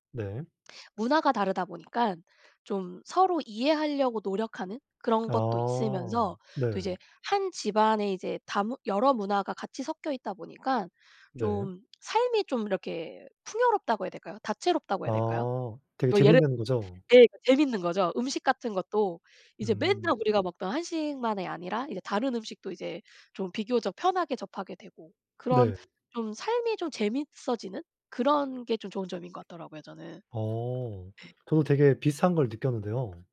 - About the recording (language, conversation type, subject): Korean, unstructured, 다양한 문화가 공존하는 사회에서 가장 큰 도전은 무엇일까요?
- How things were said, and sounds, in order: other background noise; tapping